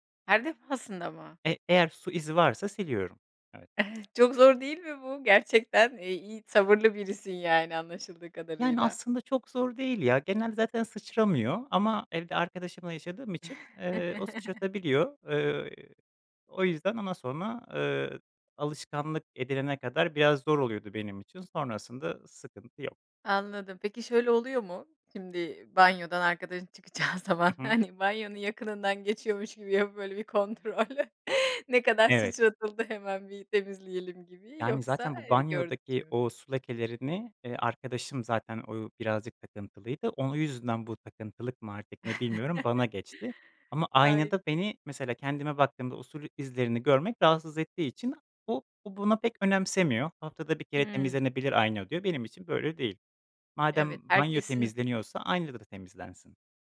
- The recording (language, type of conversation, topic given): Turkish, podcast, Evde temizlik düzenini nasıl kurarsın?
- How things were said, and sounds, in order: unintelligible speech; chuckle; laughing while speaking: "çıkacağı zaman, hani, banyonun yakınından geçiyormuş gibi yapıp böyle bir kontrol"; unintelligible speech; chuckle; other background noise